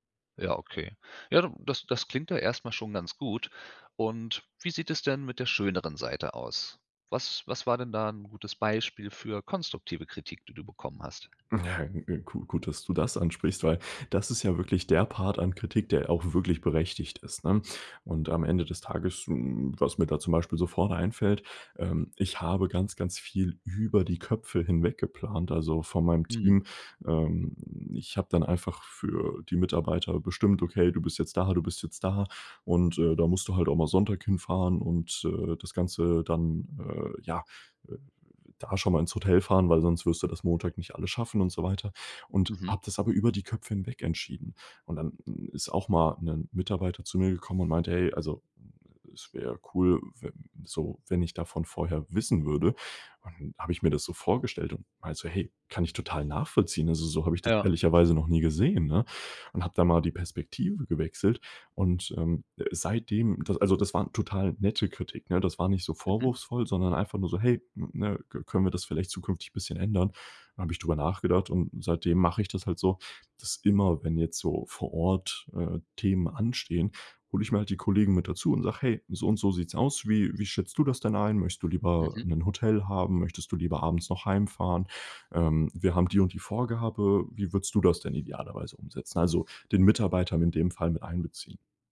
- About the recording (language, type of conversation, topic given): German, podcast, Wie gehst du mit Kritik an deiner Arbeit um?
- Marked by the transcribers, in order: laughing while speaking: "Ja"; other noise